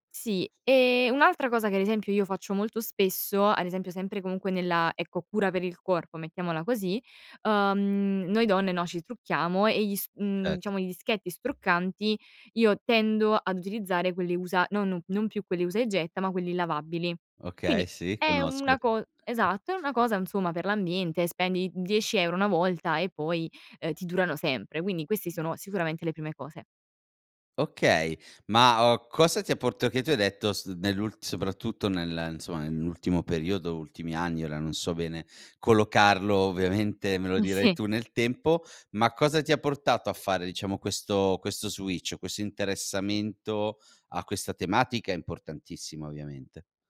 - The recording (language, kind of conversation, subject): Italian, podcast, Quali piccoli gesti fai davvero per ridurre i rifiuti?
- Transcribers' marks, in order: "Certo" said as "cet"; "diciamo" said as "iciamo"; "insomma" said as "nsomma"; in English: "switch"; "questo" said as "quesso"